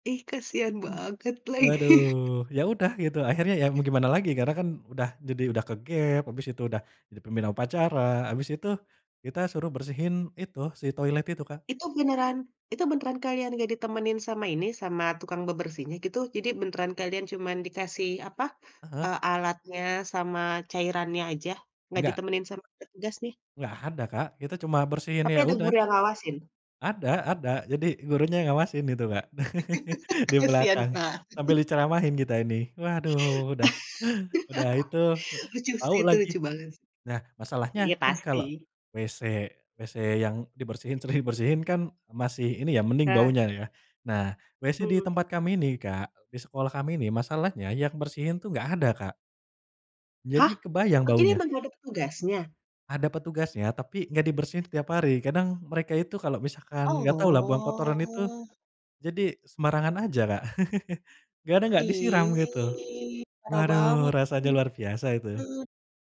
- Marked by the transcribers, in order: other noise; laughing while speaking: "lagi"; in English: "ke-gap"; tapping; other background noise; laugh; in English: "Kasihan banget"; chuckle; chuckle; laughing while speaking: "sering"; drawn out: "Oh"; chuckle; drawn out: "Ih"; unintelligible speech
- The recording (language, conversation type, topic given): Indonesian, podcast, Apa pengalaman sekolah yang masih kamu ingat sampai sekarang?